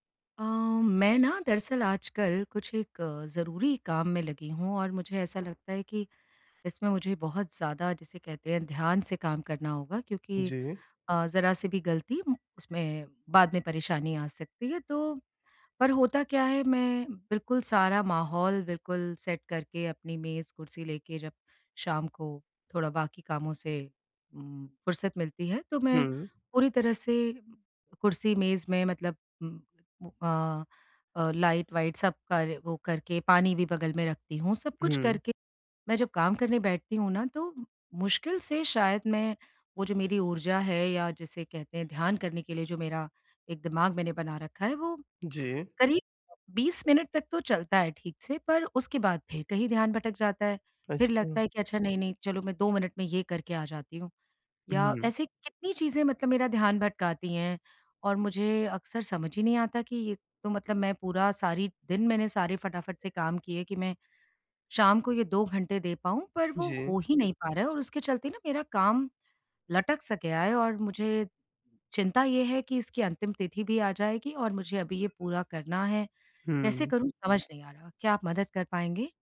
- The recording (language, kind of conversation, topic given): Hindi, advice, लंबे समय तक ध्यान बनाए रखना
- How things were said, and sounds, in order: in English: "सेट"; other background noise